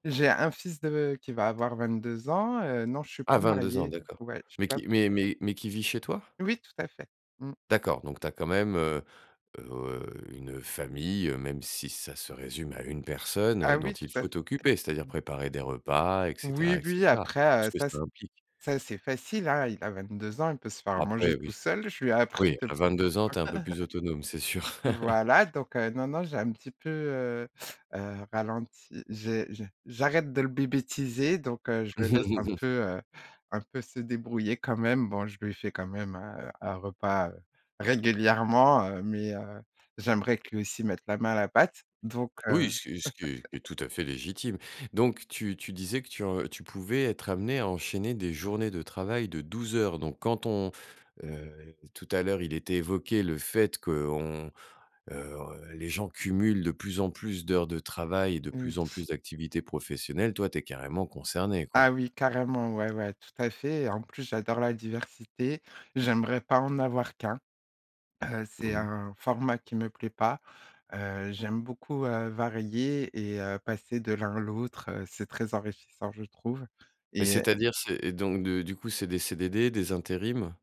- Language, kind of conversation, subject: French, podcast, Comment fais-tu pour séparer le travail de ta vie personnelle quand tu es chez toi ?
- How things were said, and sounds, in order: tapping; unintelligible speech; chuckle; chuckle; chuckle; other background noise